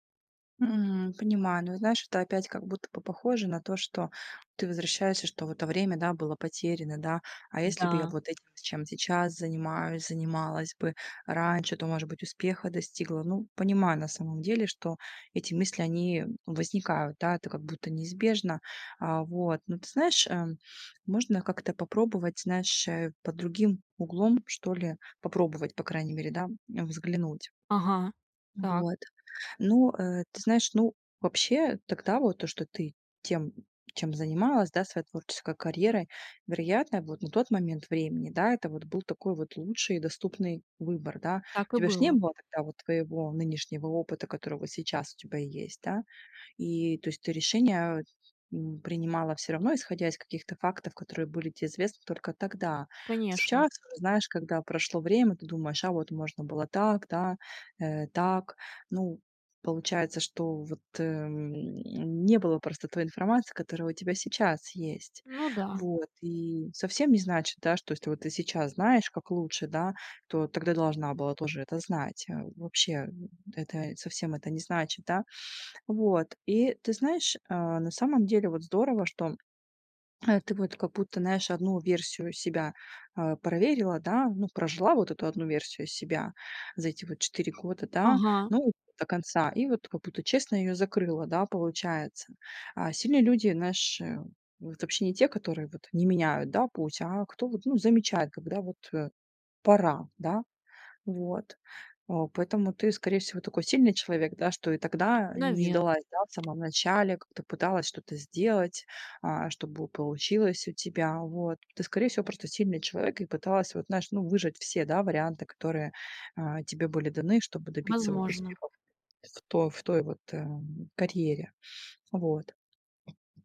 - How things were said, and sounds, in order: tapping; other background noise
- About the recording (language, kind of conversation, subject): Russian, advice, Как принять изменения и научиться видеть потерю как новую возможность для роста?